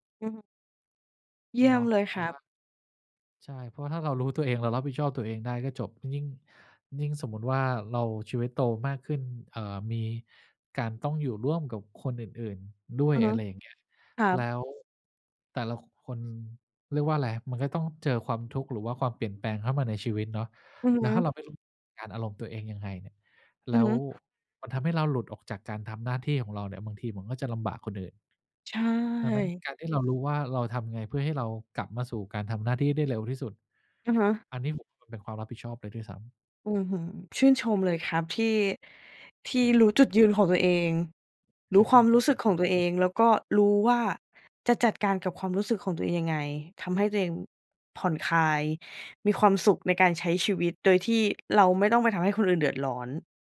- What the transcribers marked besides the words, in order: other background noise; chuckle
- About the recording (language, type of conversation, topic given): Thai, podcast, การพักผ่อนแบบไหนช่วยให้คุณกลับมามีพลังอีกครั้ง?